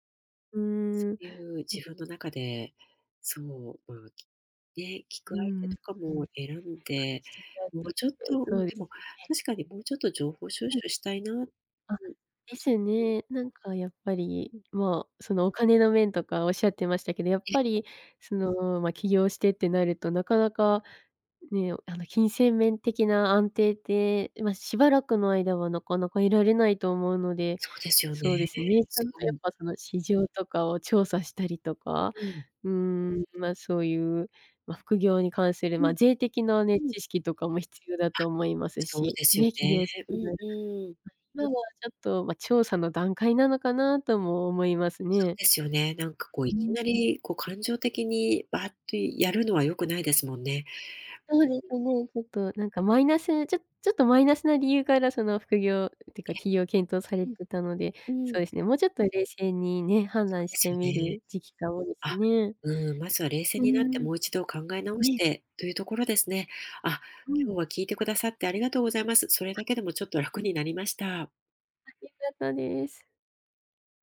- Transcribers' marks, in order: unintelligible speech; other background noise; unintelligible speech; unintelligible speech
- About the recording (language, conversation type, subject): Japanese, advice, 起業するか今の仕事を続けるか迷っているとき、どう判断すればよいですか？